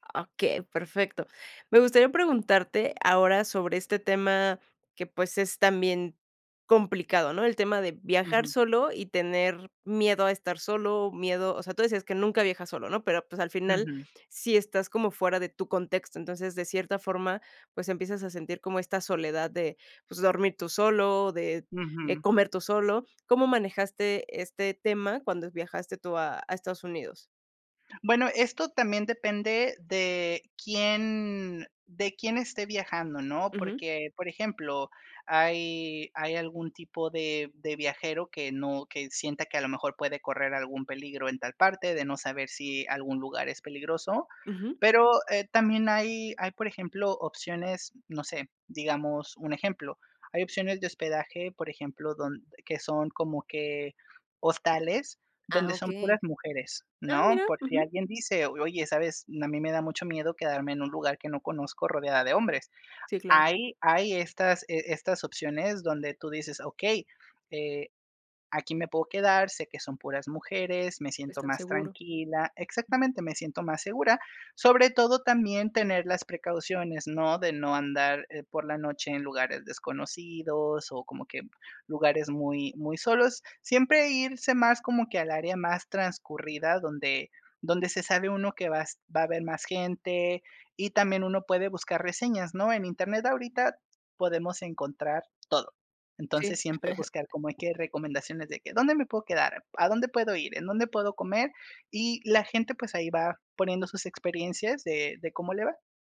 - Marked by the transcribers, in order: other background noise; laugh
- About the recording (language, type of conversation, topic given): Spanish, podcast, ¿Qué consejo le darías a alguien que duda en viajar solo?